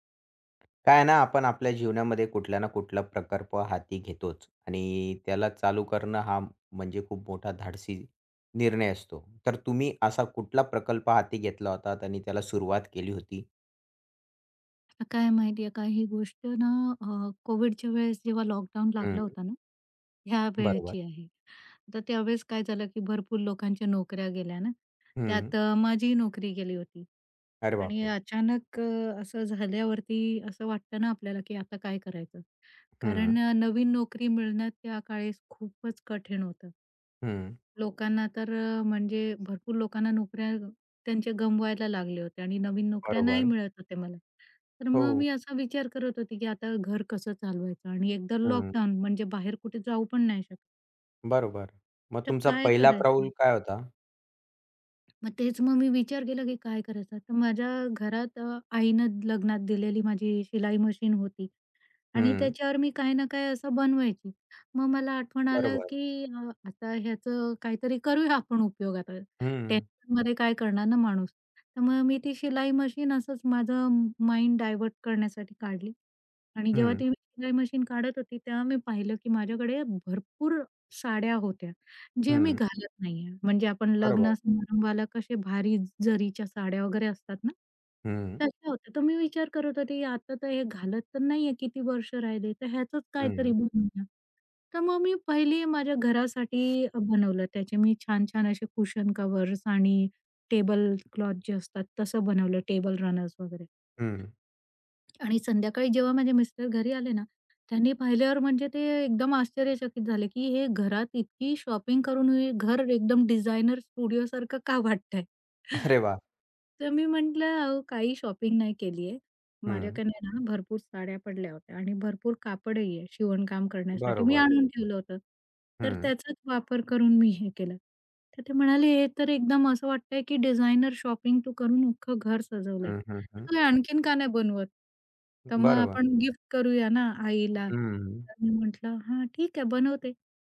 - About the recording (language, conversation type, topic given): Marathi, podcast, हा प्रकल्प तुम्ही कसा सुरू केला?
- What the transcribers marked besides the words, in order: other background noise; tapping; in English: "माइंड"; in English: "शॉपिंग"; chuckle; laughing while speaking: "अरे"; in English: "शॉपिंग"; in English: "डिझायनर शॉपिंग"